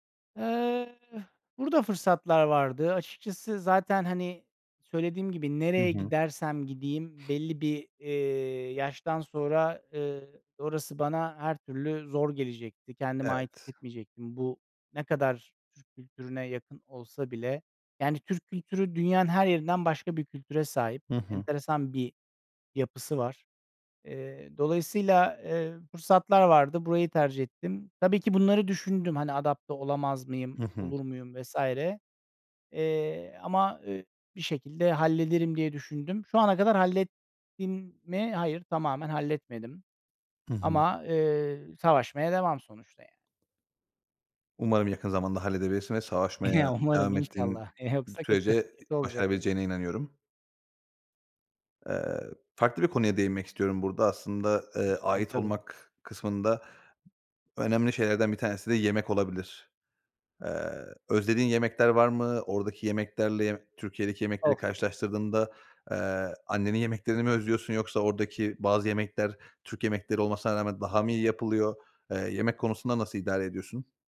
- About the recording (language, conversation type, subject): Turkish, podcast, Bir yere ait olmak senin için ne anlama geliyor ve bunu ne şekilde hissediyorsun?
- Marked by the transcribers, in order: drawn out: "Eh"; sniff; laughing while speaking: "Ya, umarım inşallah"; other background noise